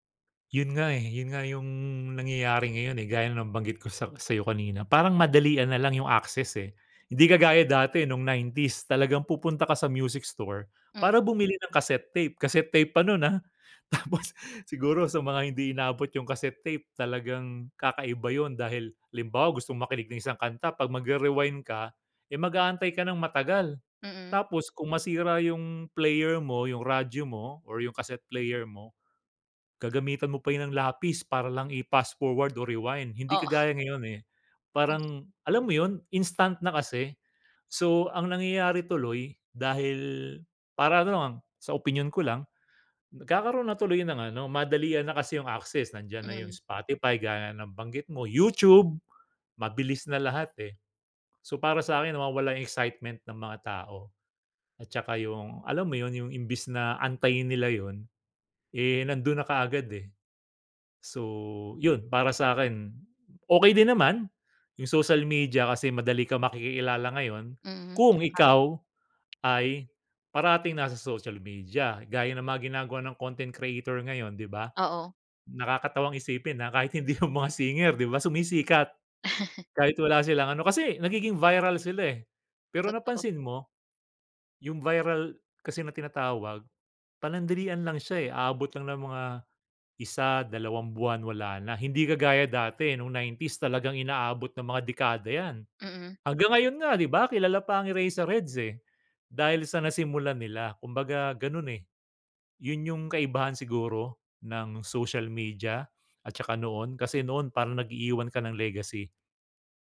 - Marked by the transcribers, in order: in English: "music store"; tapping; laugh; in English: "viral"; in English: "viral"; in English: "legacy"
- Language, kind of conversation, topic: Filipino, podcast, Ano ang tingin mo sa kasalukuyang kalagayan ng OPM, at paano pa natin ito mapapasigla?
- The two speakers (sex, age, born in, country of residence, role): female, 25-29, Philippines, Philippines, host; male, 45-49, Philippines, Philippines, guest